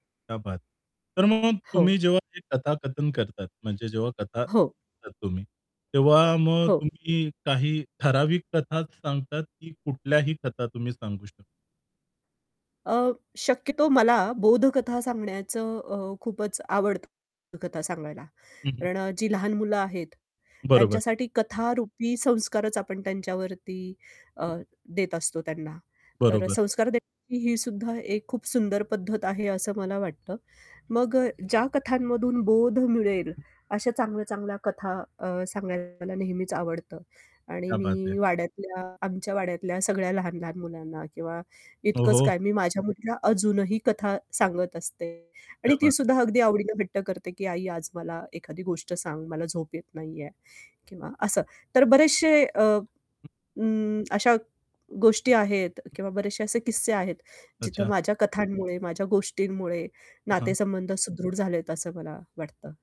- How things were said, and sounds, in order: in Hindi: "क्या बात"; distorted speech; tapping; other background noise; in Hindi: "क्या बात है"; in Hindi: "क्या बात है"
- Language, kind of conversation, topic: Marathi, podcast, कथा सांगण्याची तुमची आवड कशी निर्माण झाली?